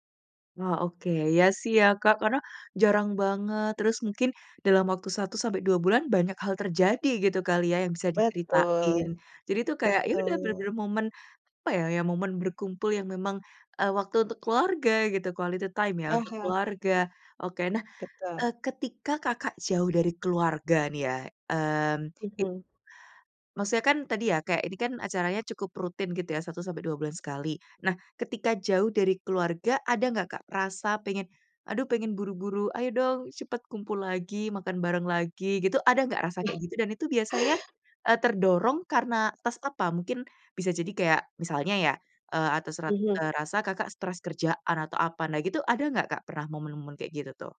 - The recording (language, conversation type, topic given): Indonesian, podcast, Kegiatan sederhana apa yang bisa dilakukan bersama keluarga dan tetap berkesan?
- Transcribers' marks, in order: in English: "Quality time"